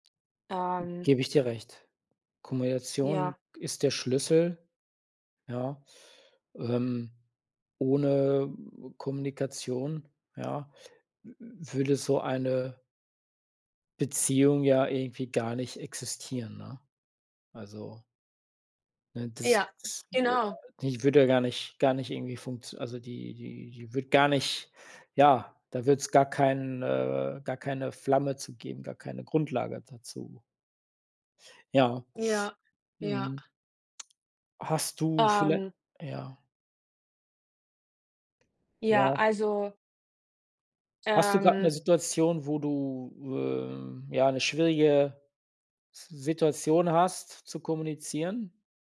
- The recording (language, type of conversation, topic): German, unstructured, Wie möchtest du deine Kommunikationsfähigkeiten verbessern?
- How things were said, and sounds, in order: drawn out: "Ähm"; other background noise; "Kommunikation" said as "Kommination"; unintelligible speech